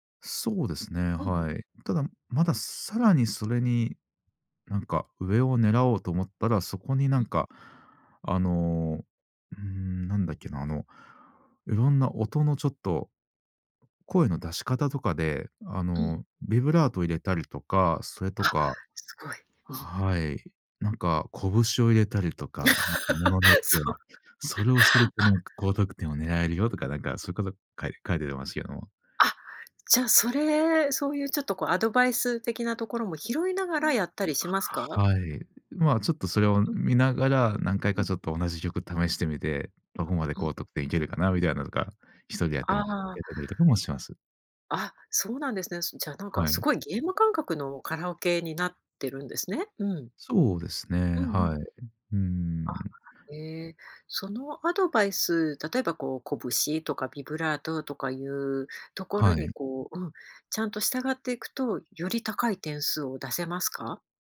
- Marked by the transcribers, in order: tapping; laugh; laughing while speaking: "そう"; laugh; "書いてます" said as "かいててます"; other background noise
- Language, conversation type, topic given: Japanese, podcast, カラオケで歌う楽しさはどこにあるのでしょうか？